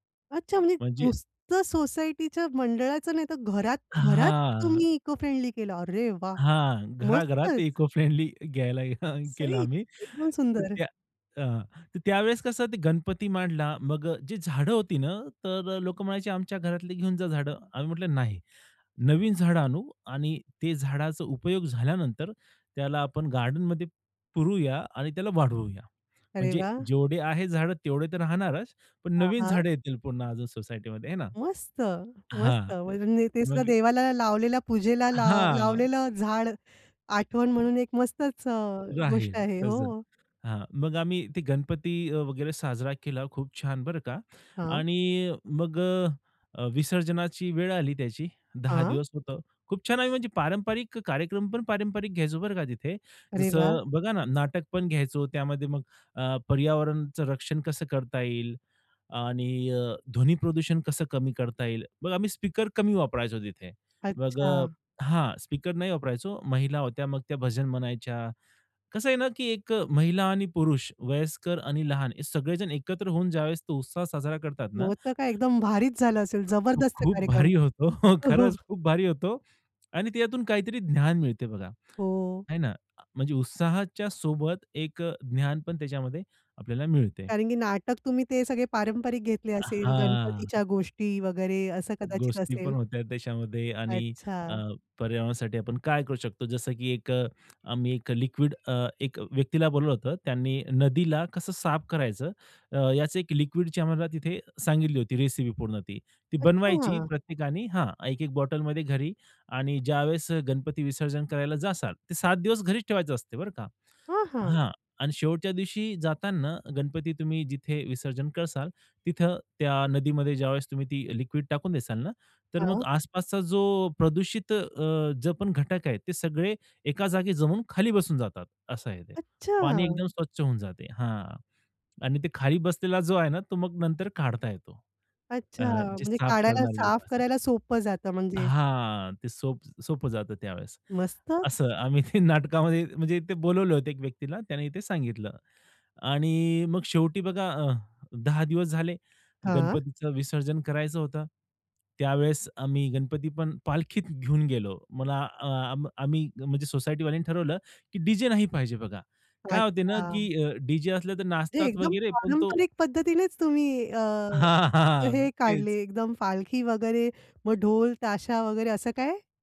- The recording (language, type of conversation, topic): Marathi, podcast, सण पर्यावरणपूरक पद्धतीने साजरे करण्यासाठी तुम्ही काय करता?
- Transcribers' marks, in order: in English: "इको फ्रेंडली"; surprised: "अरे वाह! मस्तच"; in English: "इको फ्रेंडली"; laughing while speaking: "गेलो आणि केलं आम्ही"; other background noise; tapping; laughing while speaking: "भारी होतो. खरंच खूप भारी होतो"; chuckle; tongue click; in English: "लिक्विड"; in English: "लिक्विडची"; "जाणार" said as "जासल"; "करताल" said as "करसाल"; in English: "लिक्विड"; "द्याल" said as "देसाल"; laughing while speaking: "ते नाटकामध्ये म्हणजे इथे बोलवलं होतं एक व्यक्तीला"; laughing while speaking: "हां, हां, तेच"